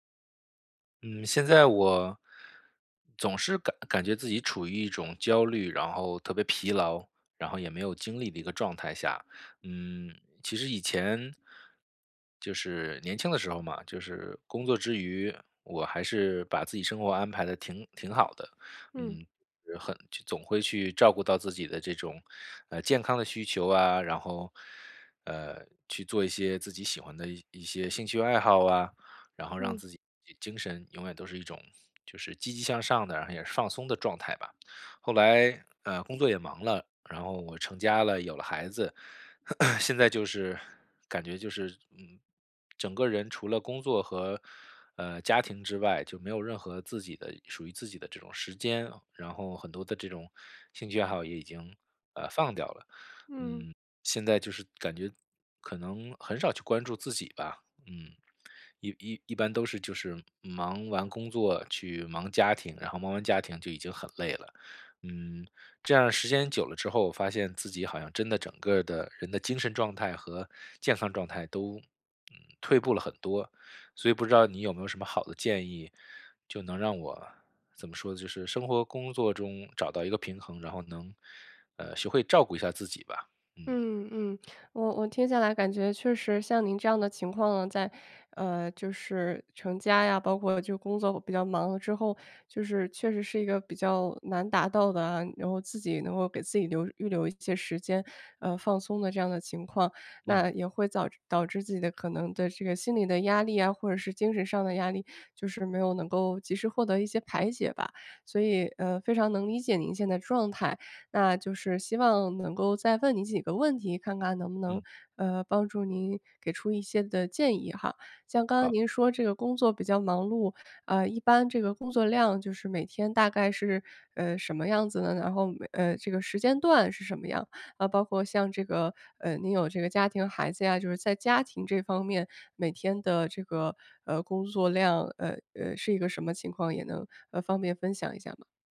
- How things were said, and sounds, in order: throat clearing
- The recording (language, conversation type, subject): Chinese, advice, 在忙碌的生活中，我如何坚持自我照护？